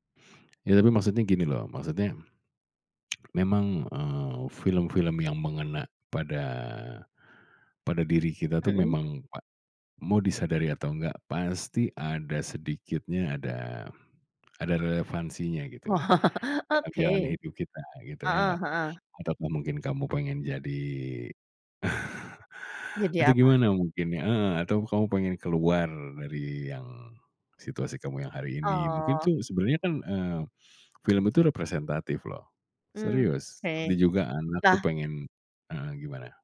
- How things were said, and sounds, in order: tsk; chuckle; chuckle
- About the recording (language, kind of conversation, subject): Indonesian, podcast, Film apa yang pernah membuatmu ingin melarikan diri sejenak dari kenyataan?